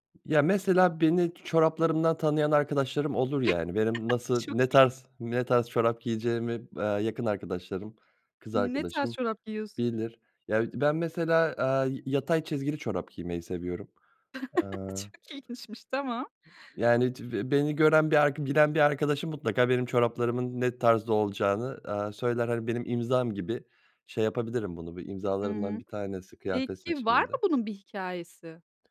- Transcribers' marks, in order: other background noise; chuckle; chuckle
- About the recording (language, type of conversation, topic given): Turkish, podcast, Hangi parça senin imzan haline geldi ve neden?